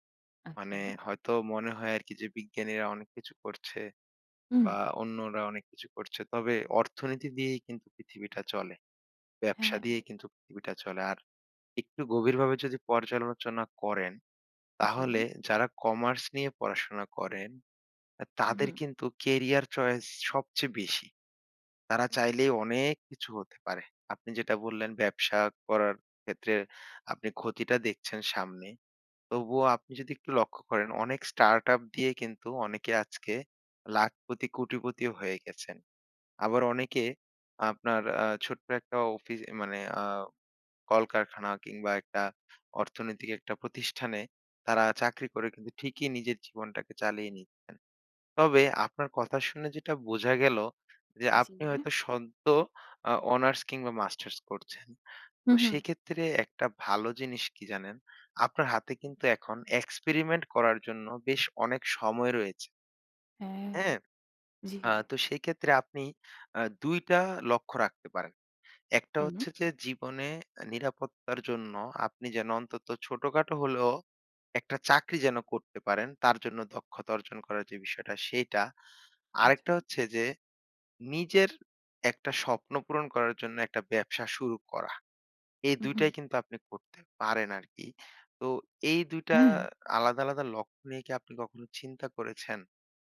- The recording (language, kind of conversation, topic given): Bengali, advice, জীবনে স্থায়ী লক্ষ্য না পেয়ে কেন উদ্দেশ্যহীনতা অনুভব করছেন?
- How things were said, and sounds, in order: in English: "experiment"